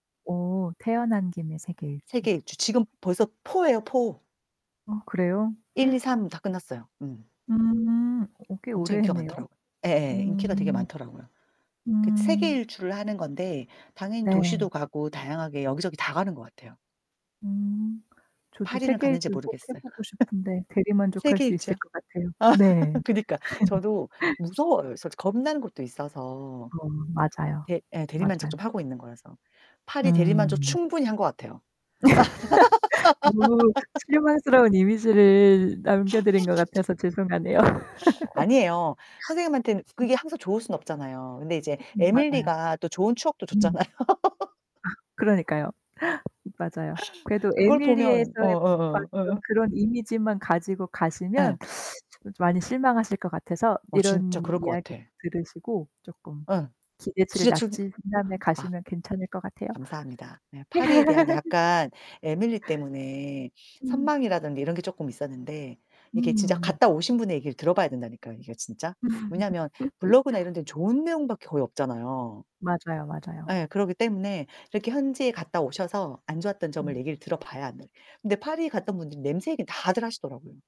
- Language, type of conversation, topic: Korean, unstructured, 가장 실망했던 여행지는 어디였나요?
- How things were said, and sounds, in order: static; tapping; gasp; other background noise; distorted speech; laugh; laugh; laugh; laugh; laugh; laugh; gasp; teeth sucking; laugh; laugh